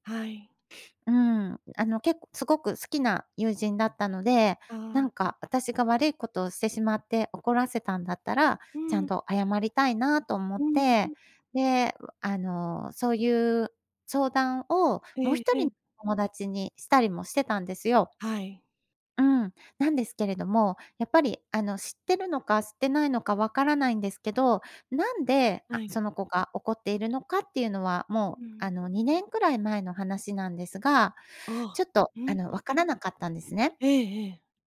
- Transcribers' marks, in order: none
- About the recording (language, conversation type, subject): Japanese, advice, 共通の友人関係をどう維持すればよいか悩んでいますか？